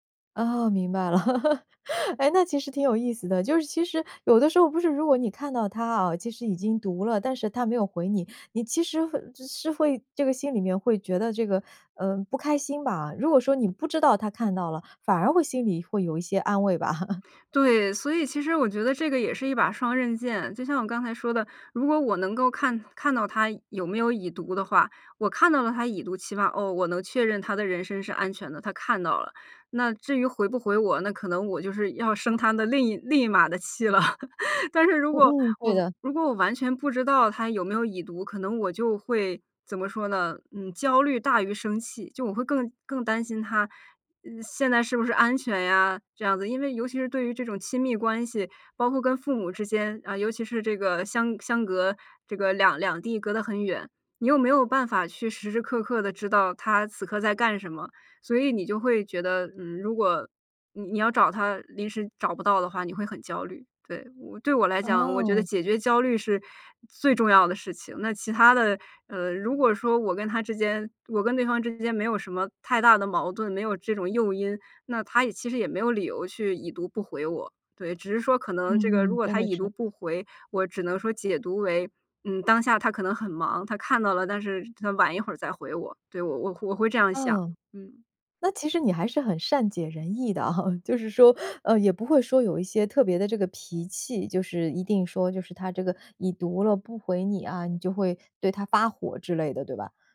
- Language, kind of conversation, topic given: Chinese, podcast, 看到对方“已读不回”时，你通常会怎么想？
- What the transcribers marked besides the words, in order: laugh; laugh; laugh; laughing while speaking: "啊"